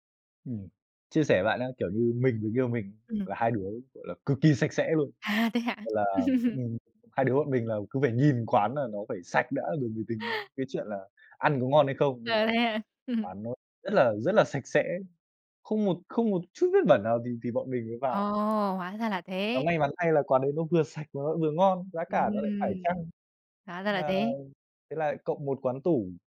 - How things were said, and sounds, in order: laughing while speaking: "À, thế hả?"; tapping; laugh; laughing while speaking: "Ờ, thế hả?"; laugh
- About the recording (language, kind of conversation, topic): Vietnamese, podcast, Bạn có thể kể về lần bạn thử một món ăn lạ và mê luôn không?